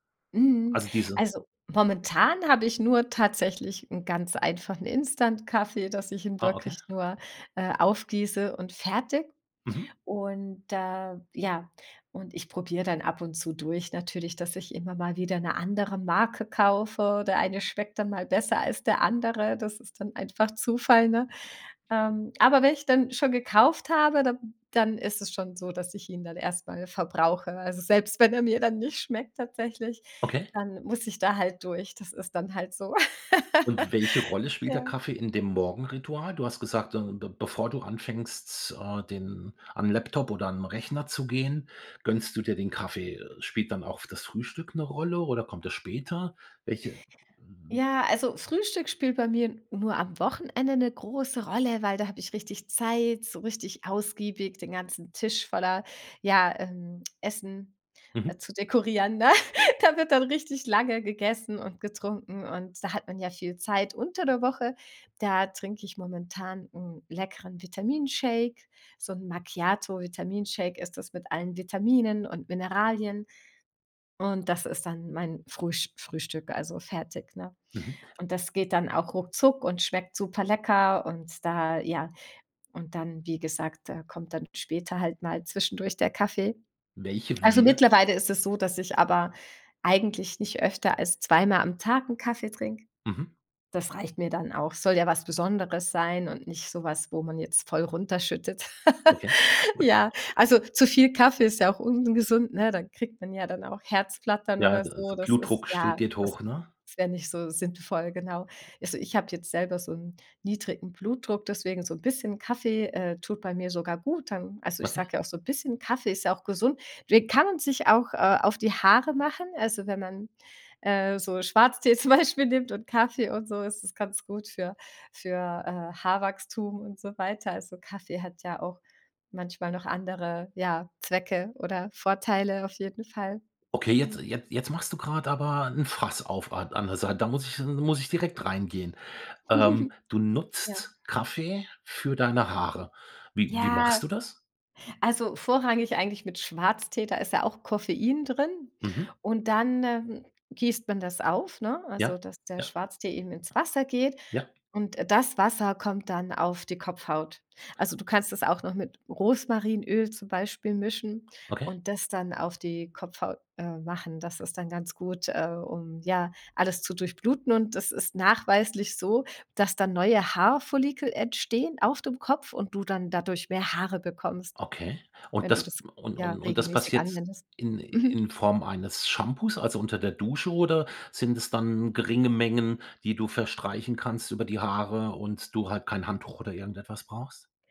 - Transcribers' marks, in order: breath; laugh; other background noise; tsk; chuckle; unintelligible speech; laugh; laughing while speaking: "zum Beispiel"; unintelligible speech; giggle; stressed: "nutzt"; surprised: "Wie wie machst du das?"; drawn out: "Ja"
- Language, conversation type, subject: German, podcast, Welche Rolle spielt Koffein für deine Energie?